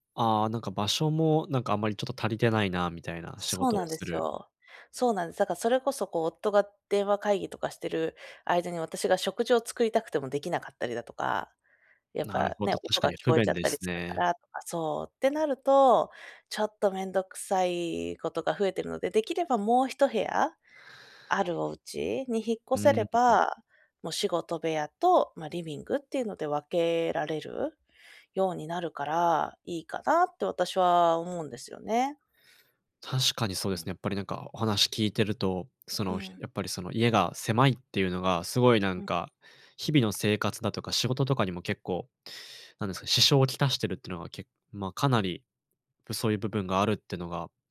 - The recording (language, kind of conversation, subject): Japanese, advice, 引っ越して生活をリセットするべきか迷っていますが、どう考えればいいですか？
- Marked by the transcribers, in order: none